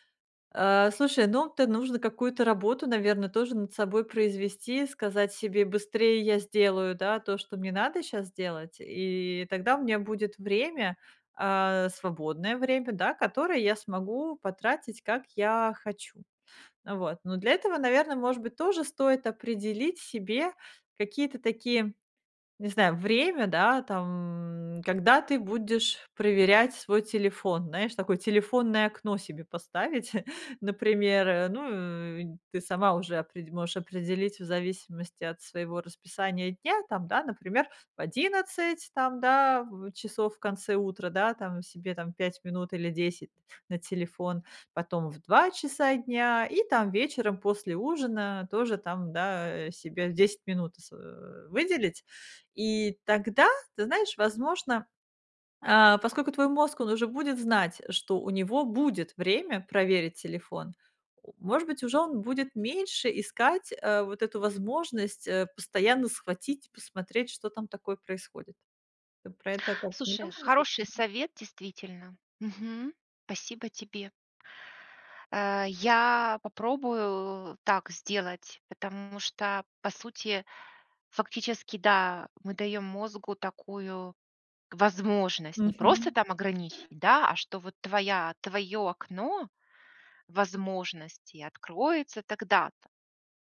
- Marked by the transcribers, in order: chuckle; other background noise
- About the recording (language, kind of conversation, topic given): Russian, advice, Как перестать проверять телефон по несколько раз в час?